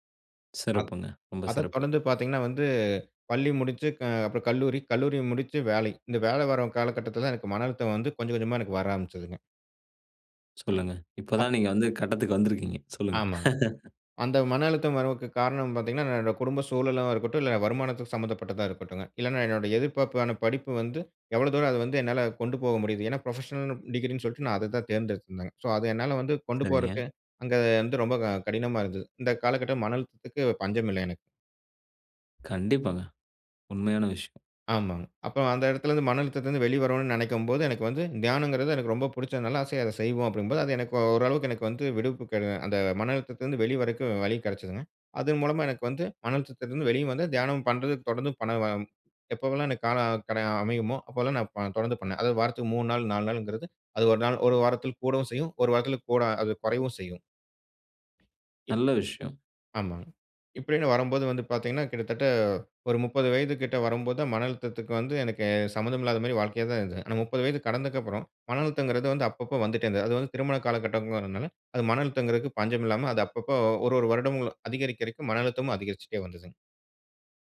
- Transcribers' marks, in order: laugh; in English: "ப்ரொஃபஷனல்ன்னு டிகிரின்னு"; other background noise; "பண்ணுவோம்" said as "பணம்வாம்"; "அதிகரிக்கதிகரிக்க" said as "அதிகரிக்கரிக்க"
- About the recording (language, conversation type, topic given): Tamil, podcast, தியானம் மனஅழுத்தத்தை சமாளிக்க எப்படிப் உதவுகிறது?